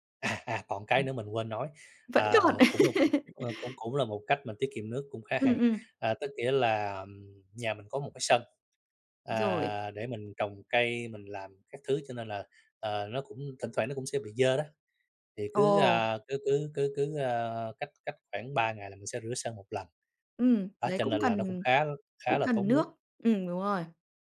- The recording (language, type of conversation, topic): Vietnamese, podcast, Bạn có những mẹo nào để tiết kiệm nước trong sinh hoạt hằng ngày?
- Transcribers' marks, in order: other background noise; laugh; tapping